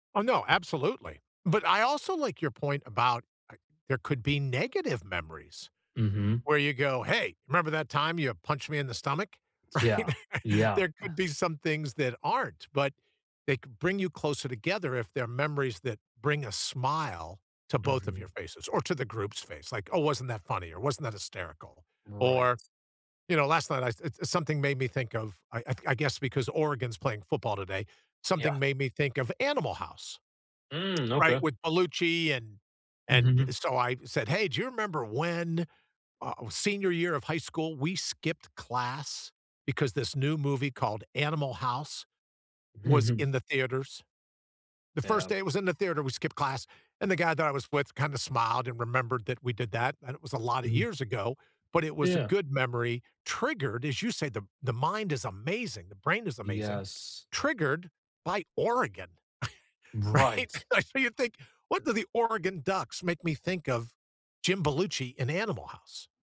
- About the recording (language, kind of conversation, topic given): English, unstructured, How do shared memories bring people closer together?
- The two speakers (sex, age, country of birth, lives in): male, 20-24, United States, United States; male, 65-69, United States, United States
- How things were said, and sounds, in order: chuckle; tsk; stressed: "triggered"; chuckle; laughing while speaking: "right? So you think"